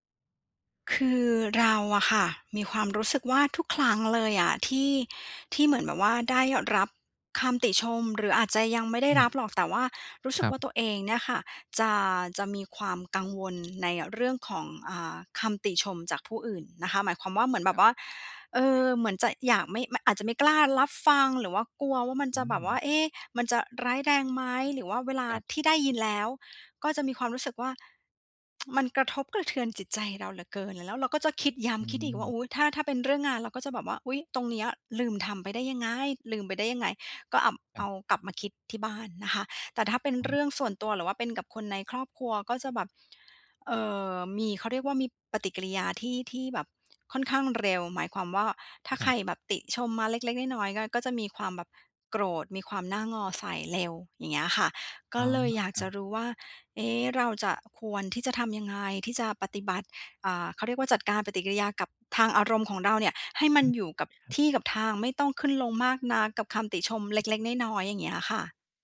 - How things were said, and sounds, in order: other background noise; tsk; unintelligible speech; other noise
- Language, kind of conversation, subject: Thai, advice, ฉันควรจัดการกับอารมณ์ของตัวเองเมื่อได้รับคำติชมอย่างไร?